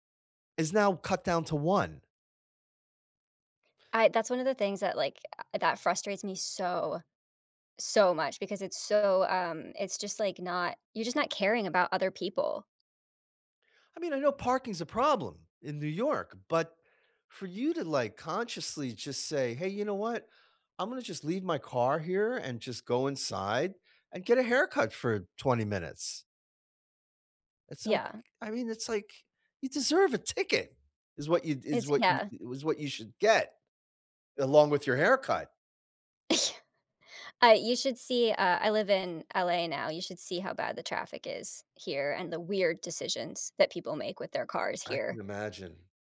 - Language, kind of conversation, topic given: English, unstructured, What changes would improve your local community the most?
- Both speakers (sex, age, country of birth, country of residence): female, 30-34, United States, United States; male, 60-64, United States, United States
- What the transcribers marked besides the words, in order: chuckle